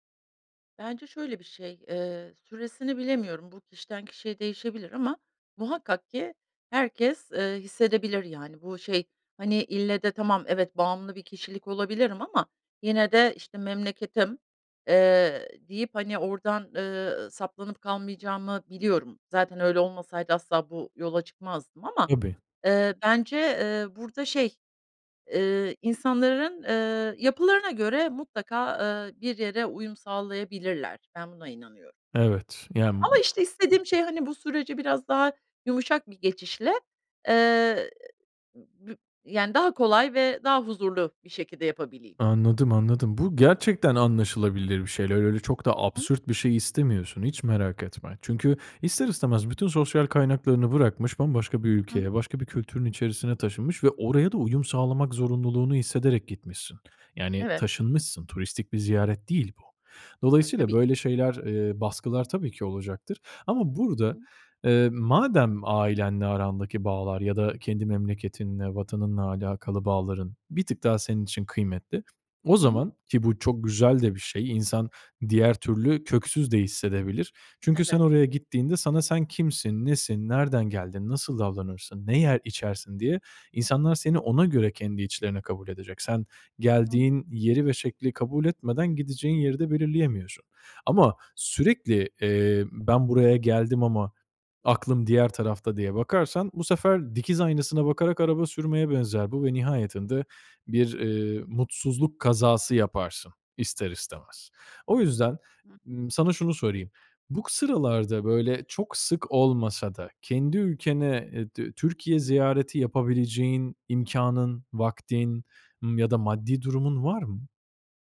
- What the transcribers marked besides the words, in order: other noise; unintelligible speech
- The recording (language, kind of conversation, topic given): Turkish, advice, Yeni bir şehre taşınmaya karar verirken nelere dikkat etmeliyim?